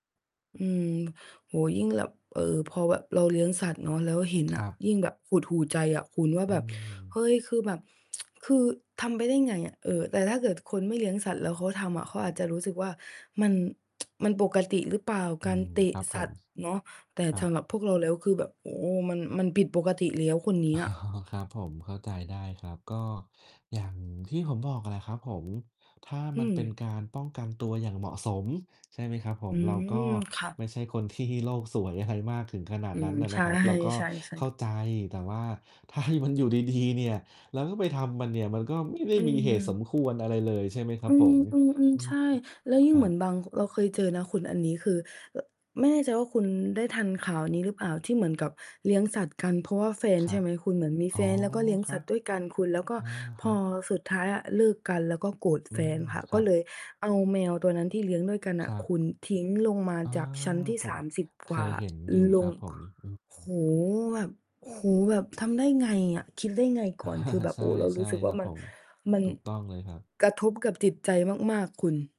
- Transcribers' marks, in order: "แบบ" said as "แล็บ"; tapping; distorted speech; tsk; tsk; laughing while speaking: "อ๋อ"; mechanical hum; laughing while speaking: "ที่โลกสวยอะไร"; laughing while speaking: "ใช่"; laughing while speaking: "ถ้าให้มันอยู่ดี ๆ เนี่ย"; background speech; chuckle
- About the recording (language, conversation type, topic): Thai, unstructured, ควรมีบทลงโทษอย่างไรกับผู้ที่ทารุณกรรมสัตว์?